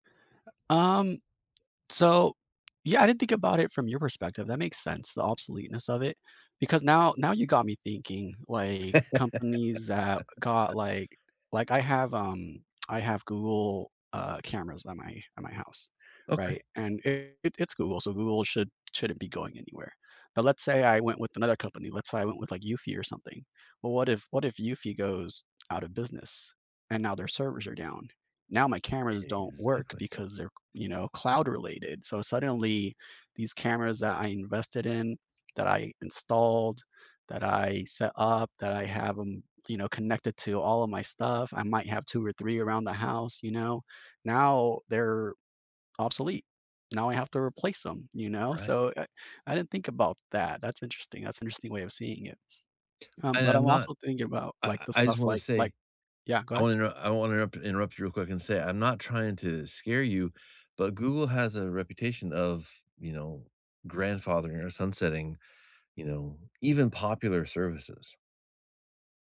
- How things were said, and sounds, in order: tapping; laugh
- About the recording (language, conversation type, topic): English, unstructured, What worries you most about smart devices in our homes?